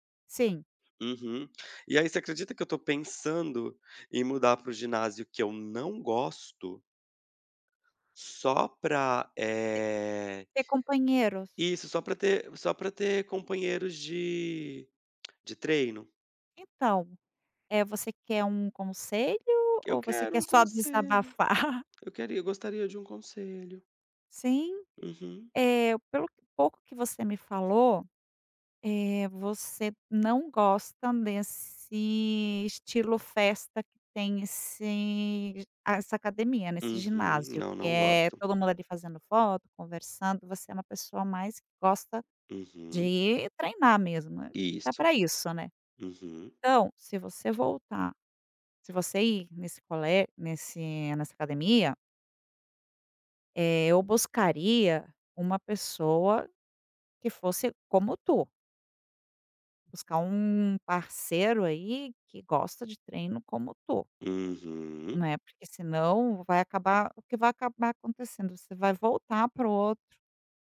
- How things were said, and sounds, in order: drawn out: "eh"; tapping; tongue click; laugh
- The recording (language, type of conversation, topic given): Portuguese, advice, Como posso lidar com a falta de um parceiro ou grupo de treino, a sensação de solidão e a dificuldade de me manter responsável?